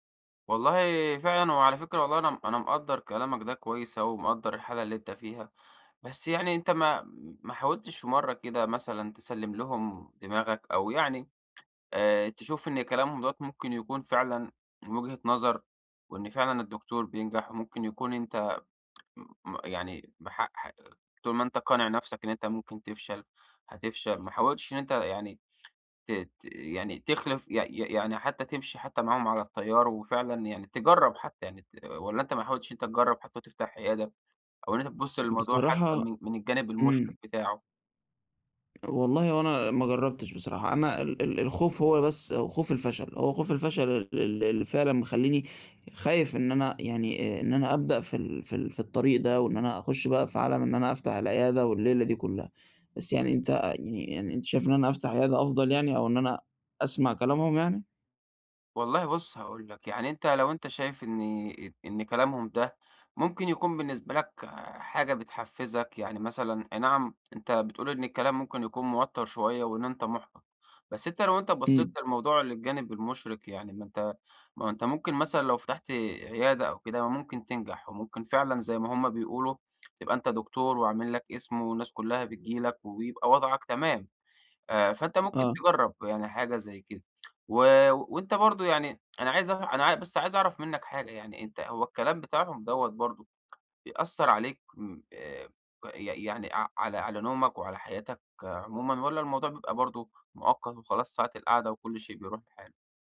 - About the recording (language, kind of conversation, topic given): Arabic, advice, إزاي أتعامل مع ضغط النجاح وتوقّعات الناس اللي حواليّا؟
- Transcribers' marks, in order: tsk; fan